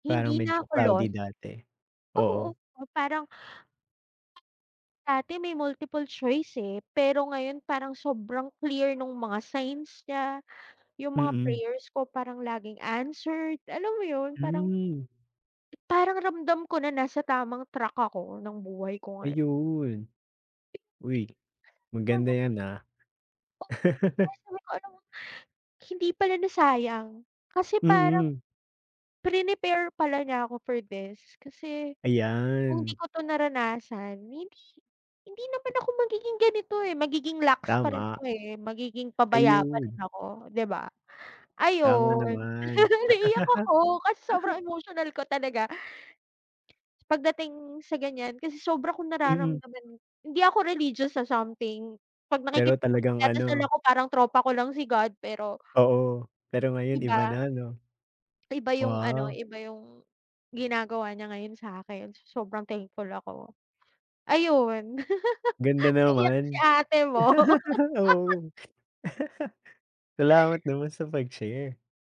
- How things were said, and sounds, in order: tapping; chuckle; chuckle; chuckle; laughing while speaking: "mo"
- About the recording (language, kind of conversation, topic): Filipino, unstructured, Ano ang nararamdaman mo kapag niloloko ka o pinagsasamantalahan?